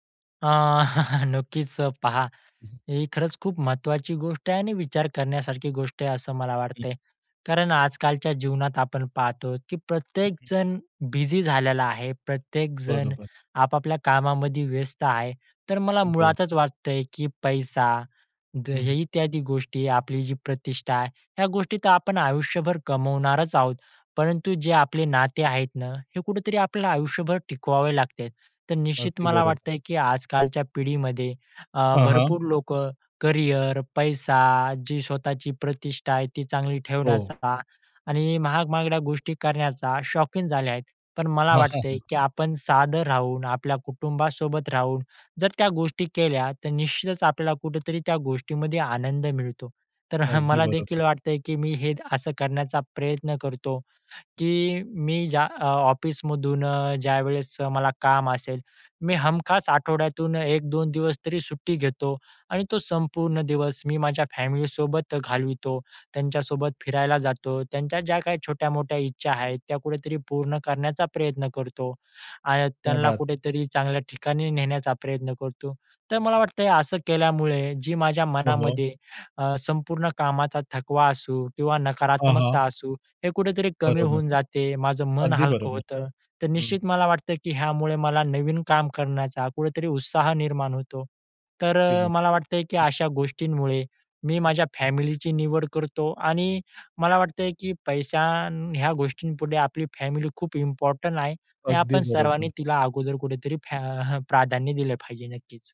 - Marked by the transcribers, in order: chuckle; tapping; other background noise; laughing while speaking: "हं"; in Hindi: "क्या बात है"; background speech; chuckle
- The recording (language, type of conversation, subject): Marathi, podcast, कुटुंब आणि करिअरमध्ये प्राधान्य कसे ठरवता?